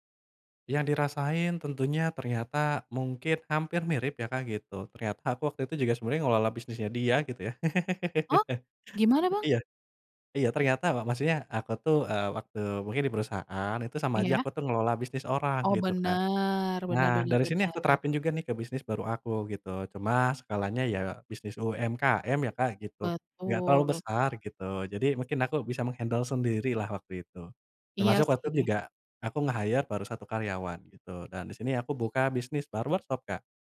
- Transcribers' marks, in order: laugh; in English: "meng-handle"; in English: "nge-hire"; in English: "bar workshop"
- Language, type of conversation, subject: Indonesian, podcast, Bisakah kamu menceritakan momen ketika kamu harus keluar dari zona nyaman?